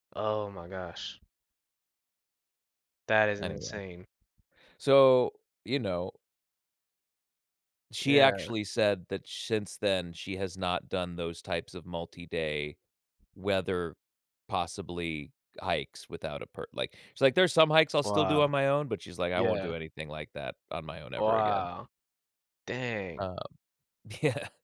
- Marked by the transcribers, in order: laughing while speaking: "yeah"
- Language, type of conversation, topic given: English, unstructured, What factors matter most to you when choosing between a city trip and a countryside getaway?
- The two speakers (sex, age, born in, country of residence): male, 20-24, United States, United States; male, 35-39, United States, United States